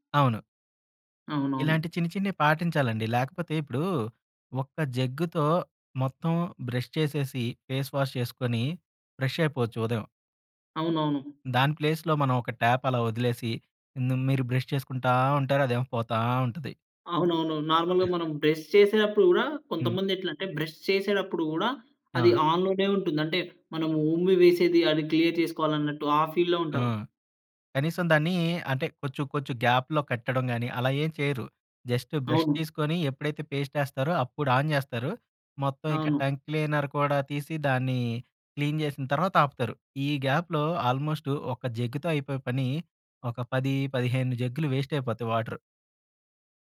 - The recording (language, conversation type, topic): Telugu, podcast, ఇంట్లో నీటిని ఆదా చేసి వాడడానికి ఏ చిట్కాలు పాటించాలి?
- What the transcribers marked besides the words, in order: in English: "ఫేస్ వాష్"; in English: "ఫ్రెష్"; in English: "ప్లేస్‌లో"; in English: "ట్యాప్"; drawn out: "చేసుకుంటా"; drawn out: "పోతా"; in English: "నార్మల్‌గా"; other noise; in English: "ఆన్‌లోనే"; in English: "క్లియర్"; in English: "ఫీల్‌లో"; in English: "గ్యాప్‌లో"; in English: "జస్ట్"; in English: "ఆన్"; in English: "టంగ్ క్లీనర్"; in English: "క్లీన్"; in English: "గ్యాప్‌లో"; in English: "వేస్ట్"